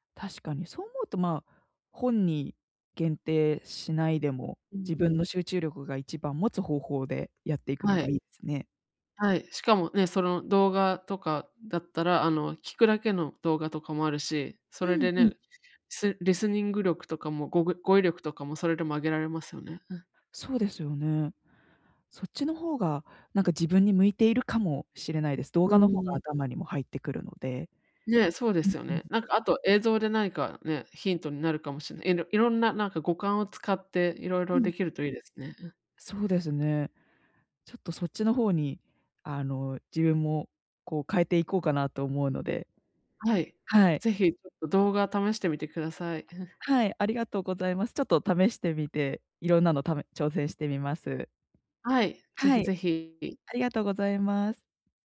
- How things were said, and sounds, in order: other background noise; tapping
- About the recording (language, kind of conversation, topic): Japanese, advice, どうすれば集中力を取り戻して日常を乗り切れますか？